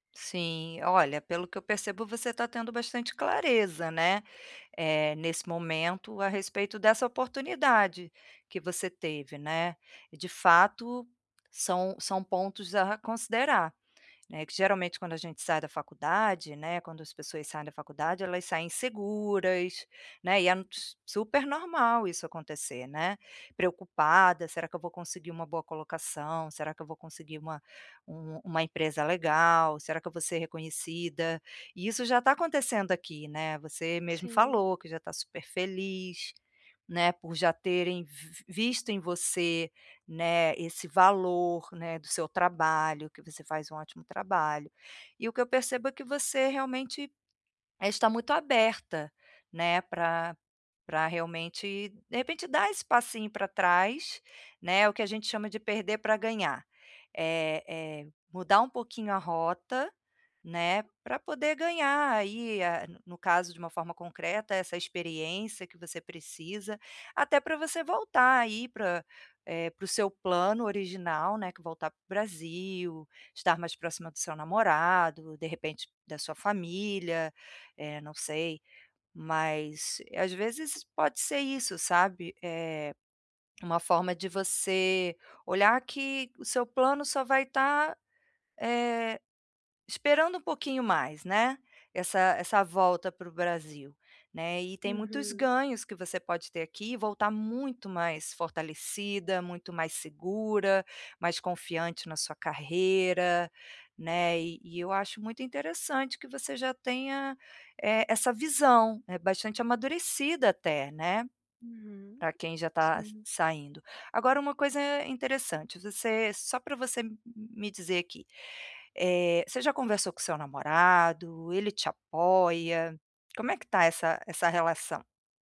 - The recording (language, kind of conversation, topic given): Portuguese, advice, Como posso tomar uma decisão sobre o meu futuro com base em diferentes cenários e seus possíveis resultados?
- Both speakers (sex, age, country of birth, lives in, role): female, 20-24, Brazil, Hungary, user; female, 45-49, Brazil, Portugal, advisor
- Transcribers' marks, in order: tapping; other background noise